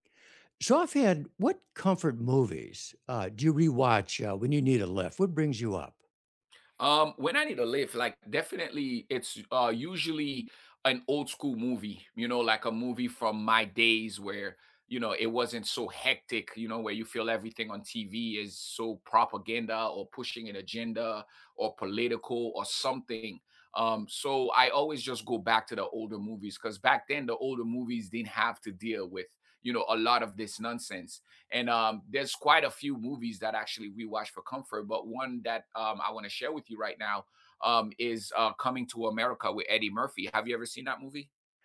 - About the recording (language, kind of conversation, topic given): English, unstructured, What comfort movies do you rewatch when you need a lift?
- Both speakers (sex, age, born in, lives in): male, 45-49, United States, United States; male, 75-79, United States, United States
- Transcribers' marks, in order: other background noise